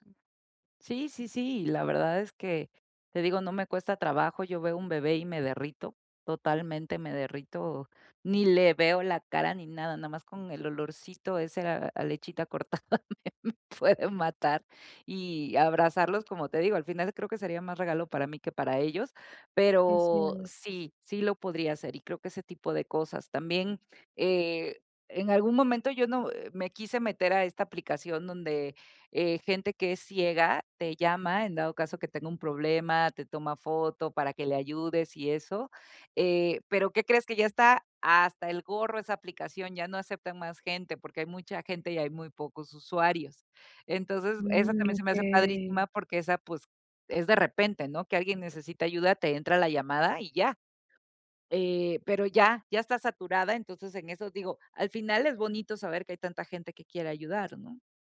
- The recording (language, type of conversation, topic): Spanish, advice, ¿Cómo puedo encontrar un propósito fuera del trabajo?
- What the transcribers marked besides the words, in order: laughing while speaking: "me me puede matar"; tapping